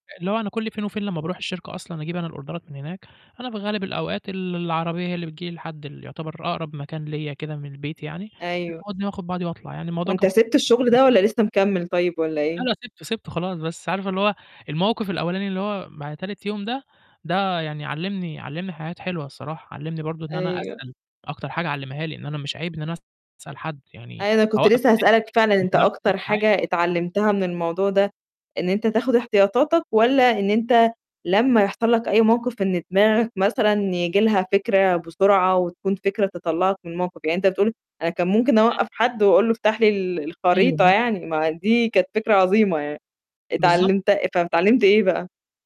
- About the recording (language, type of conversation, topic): Arabic, podcast, إيه خطتك لو بطارية موبايلك خلصت وإنت تايه؟
- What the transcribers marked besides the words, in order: in English: "الأوردرات"; other noise; horn; unintelligible speech; distorted speech; unintelligible speech; unintelligible speech; tapping